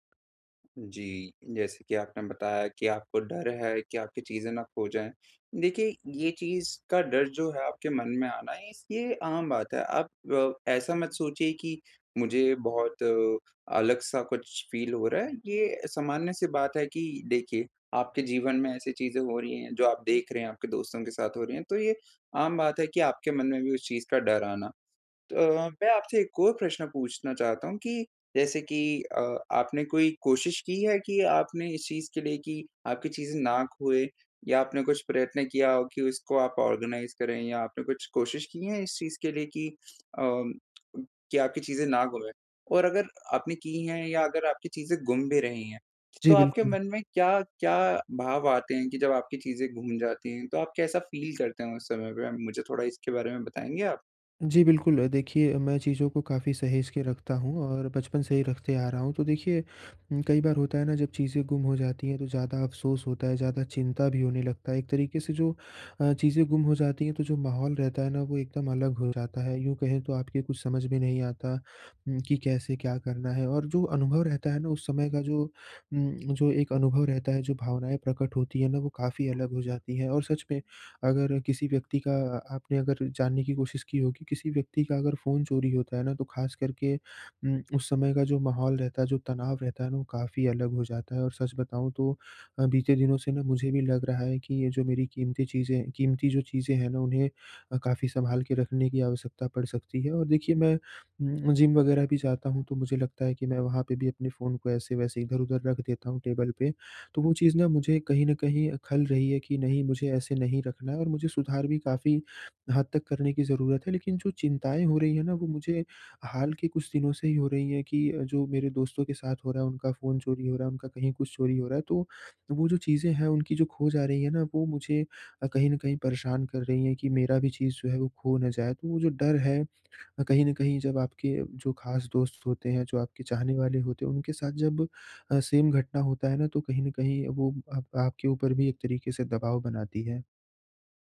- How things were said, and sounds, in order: in English: "फील"; in English: "ऑर्गेनाइज़"; in English: "फील"; in English: "सेम"
- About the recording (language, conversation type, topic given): Hindi, advice, परिचित चीज़ों के खो जाने से कैसे निपटें?